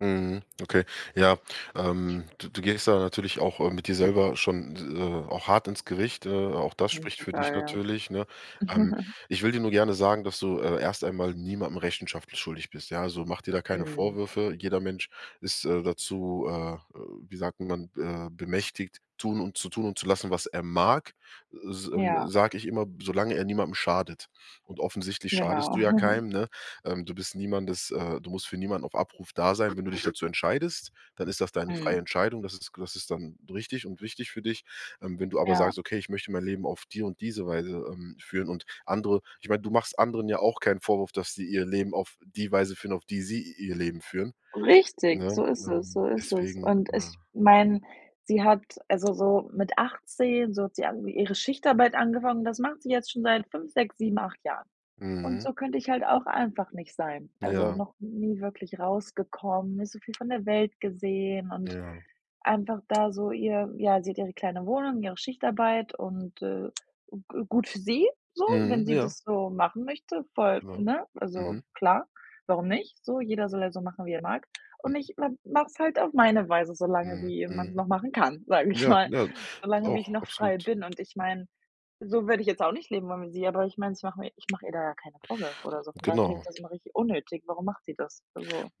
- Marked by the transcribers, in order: chuckle; chuckle; other background noise; stressed: "Richtig"; laughing while speaking: "sage ich mal"
- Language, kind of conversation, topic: German, advice, Wie kommt es dazu, dass man sich im Laufe des Lebens von alten Freunden entfremdet?